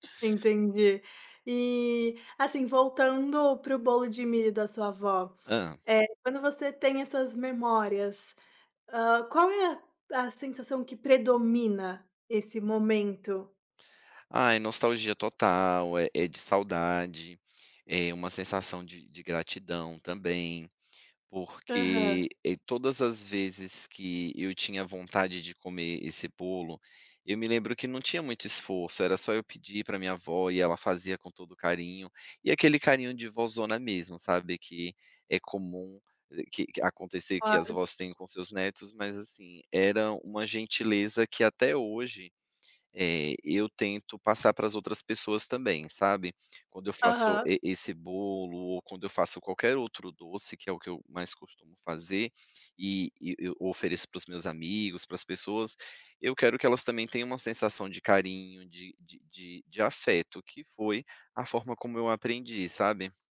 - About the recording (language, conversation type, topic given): Portuguese, podcast, Qual comida você associa ao amor ou ao carinho?
- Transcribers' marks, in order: other background noise; tapping